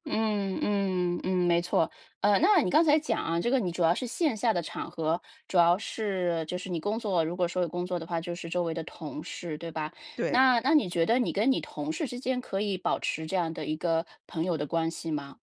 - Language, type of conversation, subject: Chinese, podcast, 你平时通常是通过什么方式认识新朋友的？
- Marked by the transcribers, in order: none